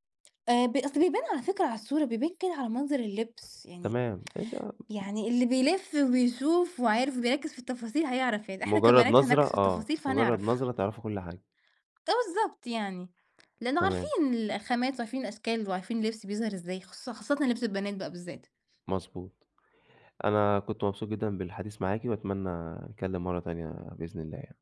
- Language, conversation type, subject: Arabic, podcast, إنت بتشتري أونلاين أكتر ولا من المحلات، وليه؟
- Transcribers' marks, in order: tsk